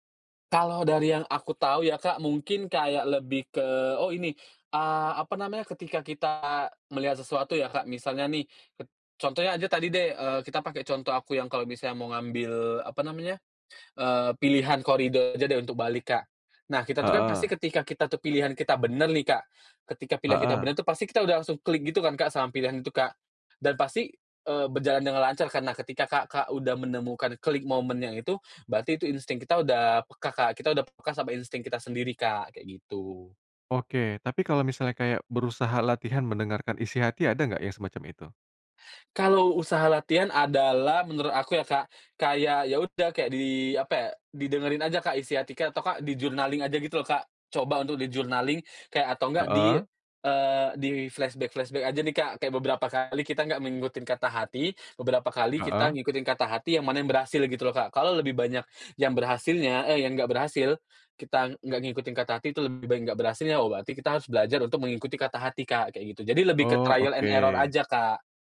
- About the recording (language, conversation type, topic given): Indonesian, podcast, Apa tips sederhana agar kita lebih peka terhadap insting sendiri?
- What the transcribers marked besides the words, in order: other background noise; "Kakak" said as "Kak-kak"; in English: "di-journaling"; in English: "di-journaling"; in English: "di-flashback-flashback"; in English: "trial and error"